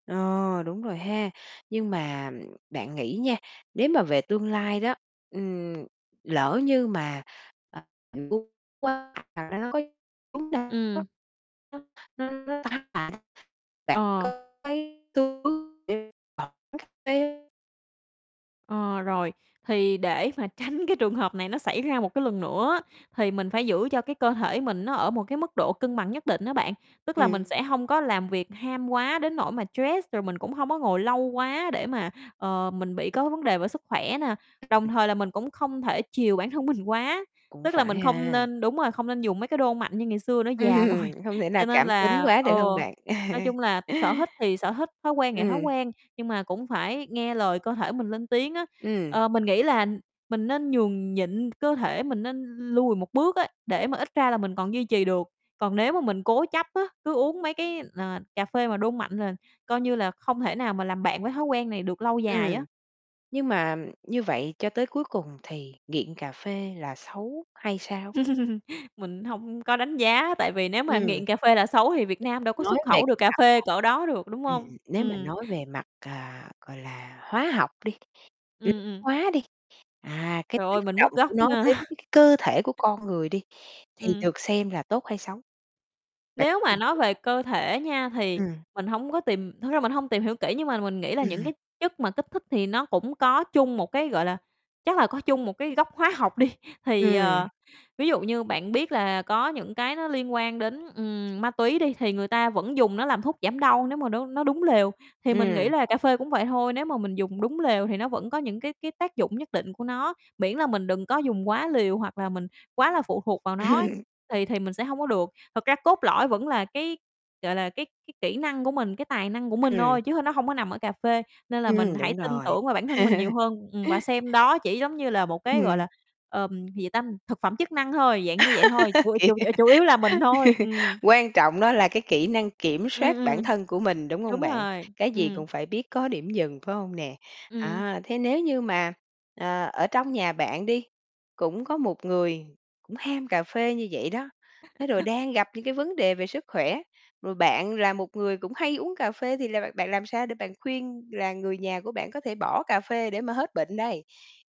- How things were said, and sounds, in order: tapping; distorted speech; unintelligible speech; laughing while speaking: "tránh"; other background noise; laughing while speaking: "mình"; laughing while speaking: "Ừm"; laughing while speaking: "rồi"; chuckle; laugh; chuckle; laughing while speaking: "đi"; chuckle; laugh; laughing while speaking: "Kỳ"; laugh; chuckle
- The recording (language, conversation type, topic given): Vietnamese, podcast, Thói quen uống cà phê của bạn ảnh hưởng đến sức khỏe như thế nào?